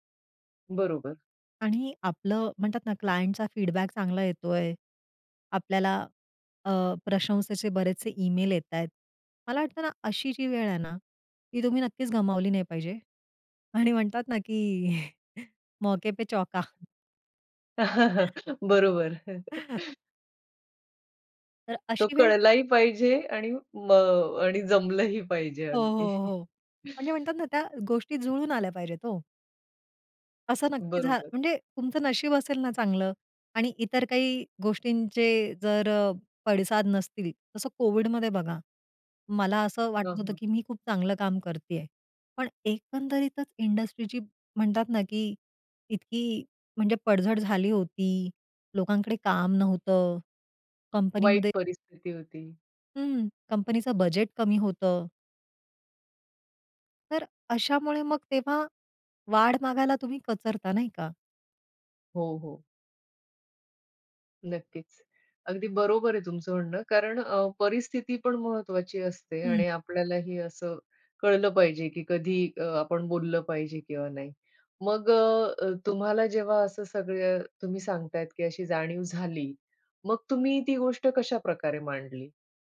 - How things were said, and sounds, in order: tapping; in English: "क्लायंटचा फीडबॅक"; laughing while speaking: "आणि म्हणतात ना"; chuckle; in Hindi: "मौके पे चौका"; other noise; chuckle; chuckle; in English: "इंडस्ट्रीची"
- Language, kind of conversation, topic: Marathi, podcast, नोकरीत पगारवाढ मागण्यासाठी तुम्ही कधी आणि कशी चर्चा कराल?